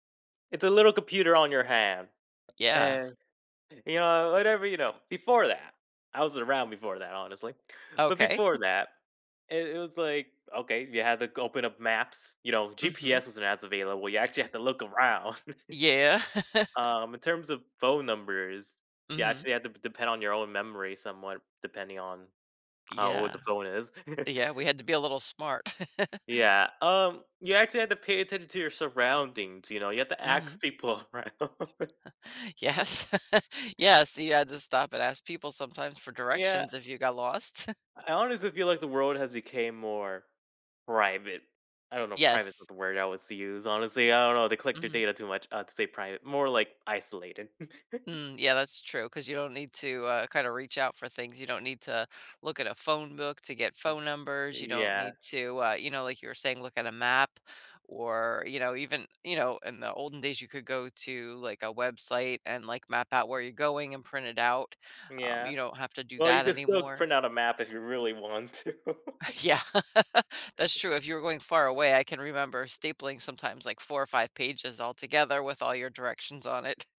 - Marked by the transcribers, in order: tapping; chuckle; chuckle; giggle; chuckle; other background noise; chuckle; laughing while speaking: "Yes"; chuckle; chuckle; giggle; laughing while speaking: "to"; laughing while speaking: "Yeah"; laughing while speaking: "it"
- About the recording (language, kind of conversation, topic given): English, unstructured, How have smartphones changed the world?
- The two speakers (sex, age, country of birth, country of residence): female, 50-54, United States, United States; male, 20-24, United States, United States